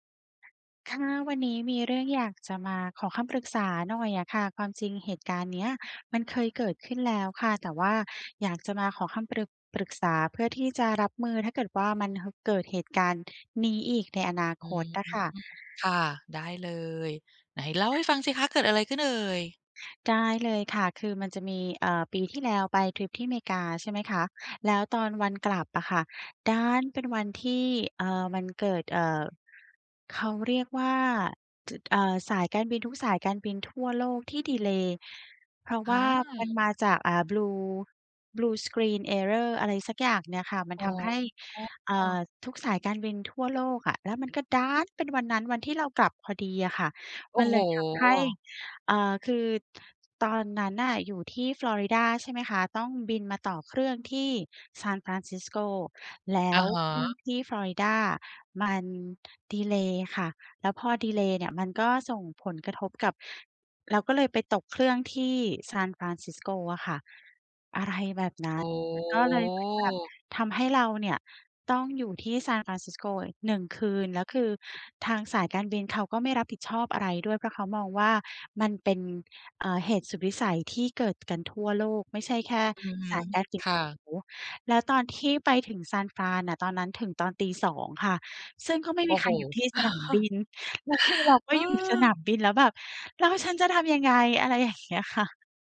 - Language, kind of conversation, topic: Thai, advice, ฉันควรเตรียมตัวอย่างไรเมื่อทริปมีความไม่แน่นอน?
- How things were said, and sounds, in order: other background noise; in English: "Blue blue screen error"; drawn out: "โอ้"; chuckle